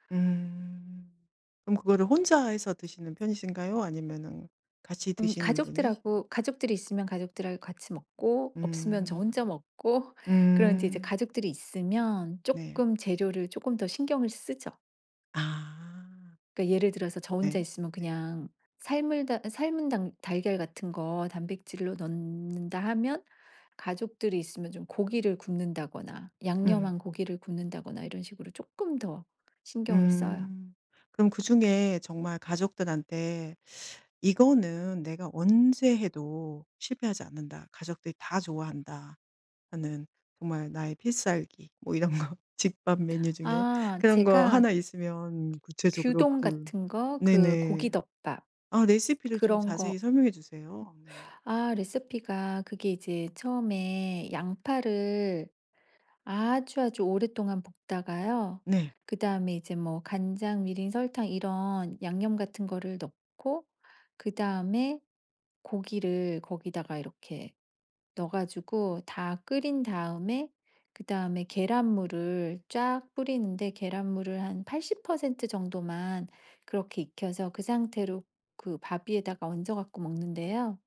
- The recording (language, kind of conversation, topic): Korean, podcast, 평소 즐겨 먹는 집밥 메뉴는 뭐가 있나요?
- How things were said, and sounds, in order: teeth sucking; laughing while speaking: "뭐 이런 거"; other background noise; put-on voice: "레시피가"